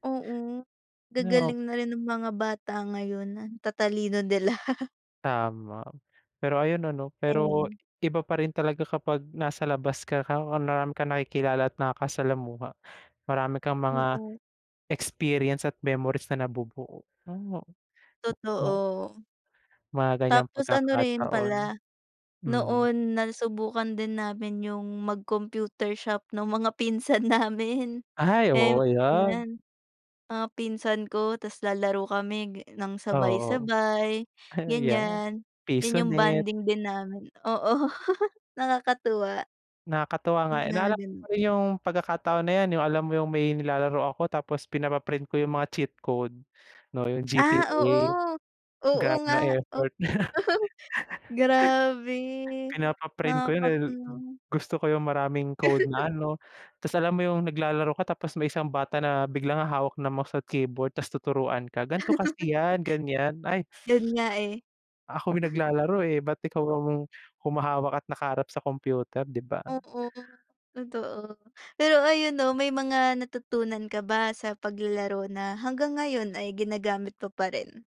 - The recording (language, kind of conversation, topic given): Filipino, unstructured, Ano ang paborito mong laro noong kabataan mo?
- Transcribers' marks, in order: laugh; wind; laughing while speaking: "namin"; laugh; laugh; laugh; chuckle